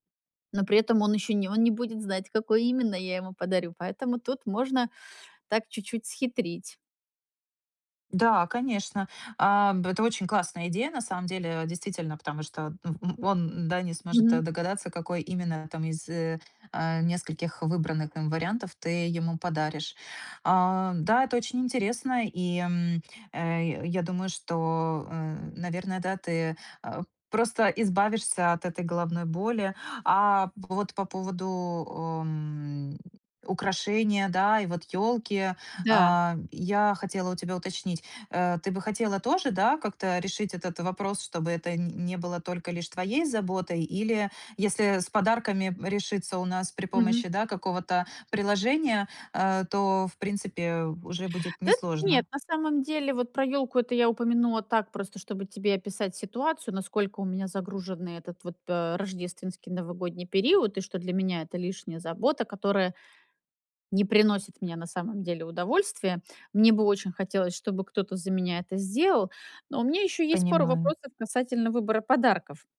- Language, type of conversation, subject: Russian, advice, Как мне проще выбирать одежду и подарки для других?
- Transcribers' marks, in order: tapping